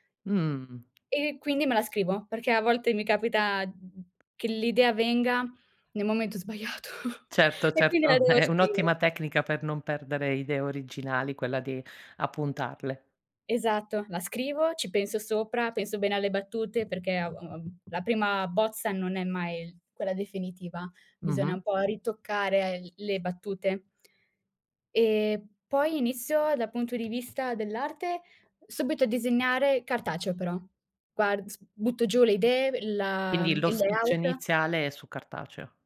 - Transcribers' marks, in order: tapping; other background noise; in English: "layout"
- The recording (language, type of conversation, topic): Italian, podcast, Qual è il tuo stile personale e come è nato?
- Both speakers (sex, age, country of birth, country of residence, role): female, 18-19, Romania, Italy, guest; female, 40-44, Italy, Italy, host